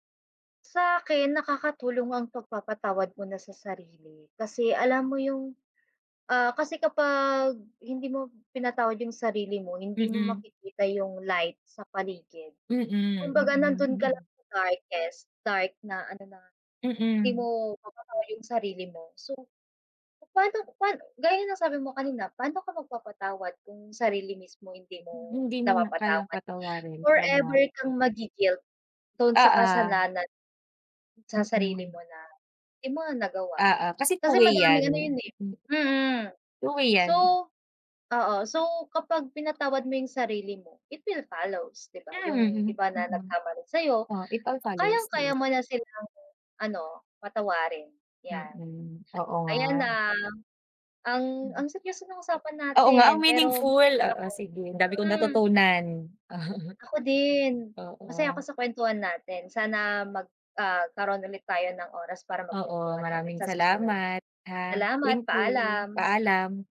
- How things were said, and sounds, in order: in English: "it will follows"; in English: "it all follows"; chuckle
- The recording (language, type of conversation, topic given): Filipino, unstructured, Ano ang pinakamabisang paraan para magpatawaran?